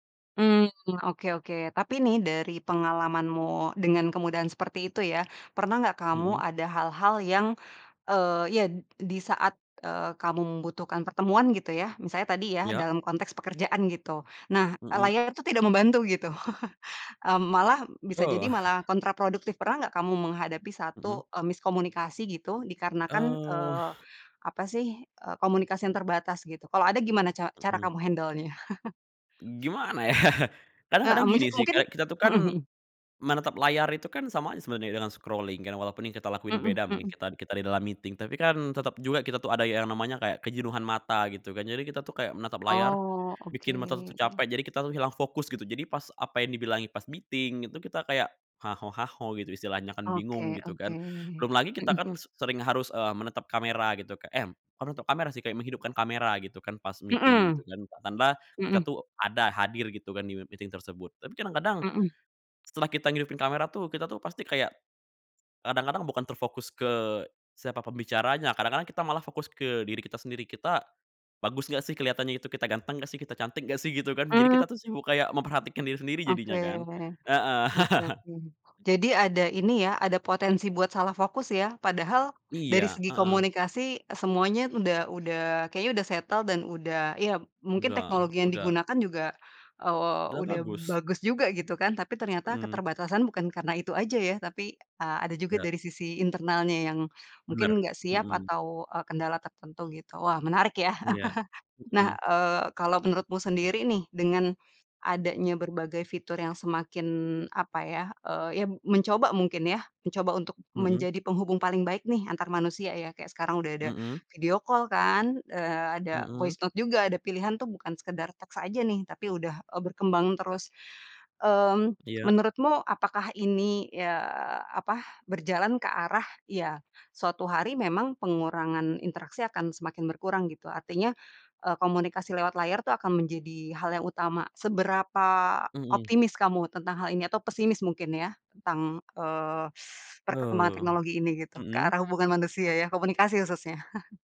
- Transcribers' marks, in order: chuckle; tapping; other background noise; laughing while speaking: "ya"; chuckle; in English: "scrolling"; in English: "meeting"; in English: "meeting"; in English: "meeting"; in English: "meeting"; laugh; in English: "settle"; chuckle; in English: "video call"; in English: "voice note"; teeth sucking; chuckle
- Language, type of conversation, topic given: Indonesian, podcast, Apa yang hilang jika semua komunikasi hanya dilakukan melalui layar?